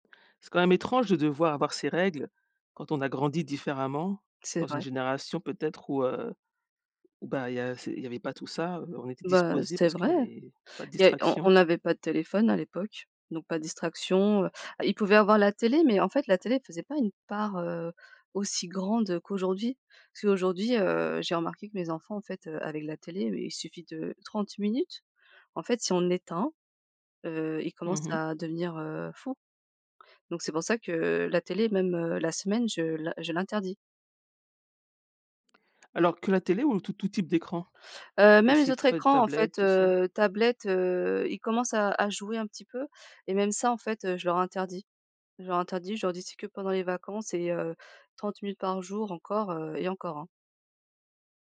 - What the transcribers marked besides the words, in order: unintelligible speech
- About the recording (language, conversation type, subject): French, podcast, Comment équilibres-tu le travail, la famille et les loisirs ?